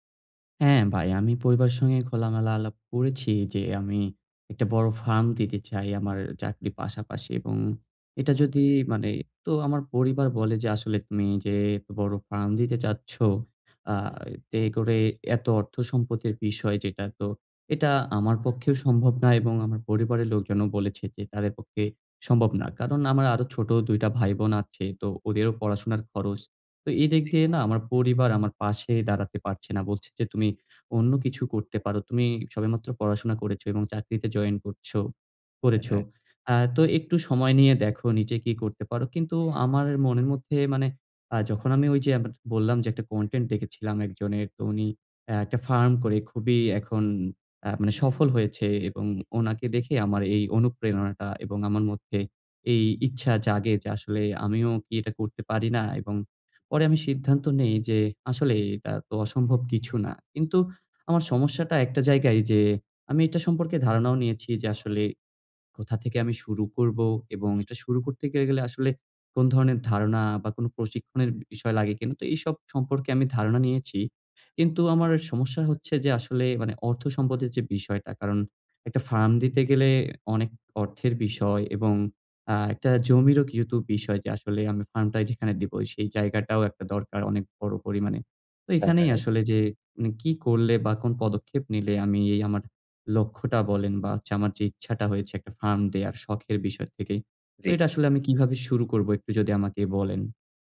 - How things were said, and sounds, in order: other background noise; horn
- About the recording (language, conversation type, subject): Bengali, advice, কাজের জন্য পর্যাপ্ত সম্পদ বা সহায়তা চাইবেন কীভাবে?